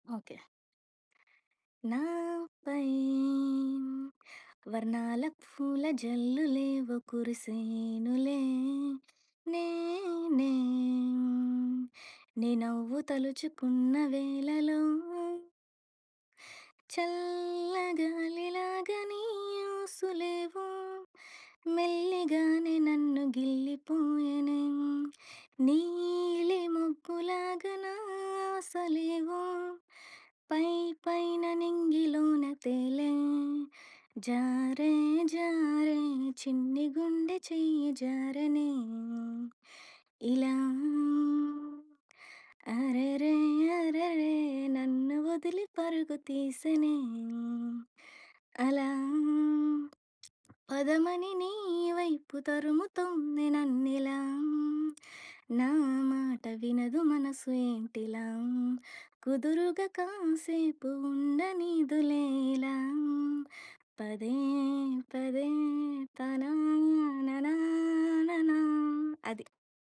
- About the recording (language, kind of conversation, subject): Telugu, podcast, ఆన్‌లైన్ పరిచయాన్ని నిజ జీవిత సంబంధంగా మార్చుకోవడానికి మీరు ఏ చర్యలు తీసుకుంటారు?
- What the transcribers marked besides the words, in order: other background noise; singing: "నాపై, వర్ణాల ఫూల జల్లులేవో కురిసేనులే. నేనే, నీ నవ్వు తలుచుకున్న వేళ‌లో"; singing: "చల్లగాలి లాగా నీ ఊసులే‌వో, మెల్లిగానే … ననా ననా' అది"; tapping